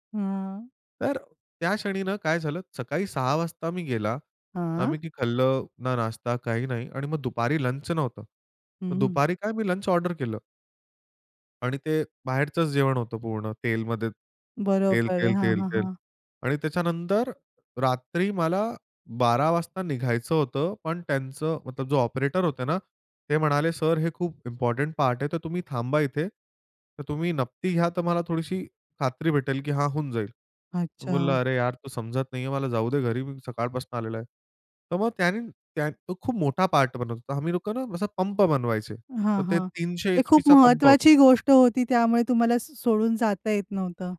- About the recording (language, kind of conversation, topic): Marathi, podcast, शरीराला विश्रांतीची गरज आहे हे तुम्ही कसे ठरवता?
- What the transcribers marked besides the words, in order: in English: "ऑपरेटर"; in English: "इम्पोर्टंट"